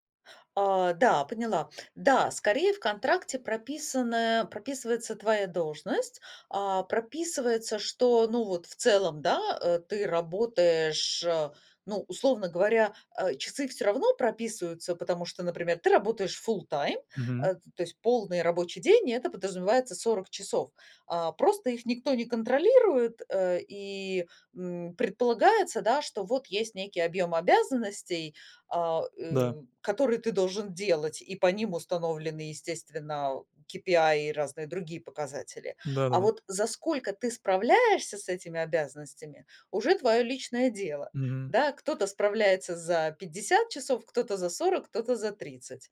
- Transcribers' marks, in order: in English: "full time"; in English: "KPI"
- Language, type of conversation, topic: Russian, podcast, Что вы думаете о гибком графике и удалённой работе?